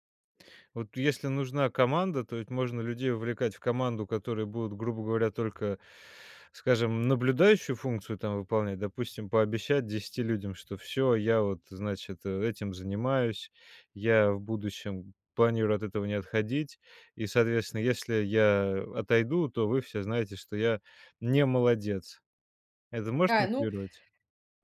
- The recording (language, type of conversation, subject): Russian, podcast, Как ты находишь мотивацию не бросать новое дело?
- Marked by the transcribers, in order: other background noise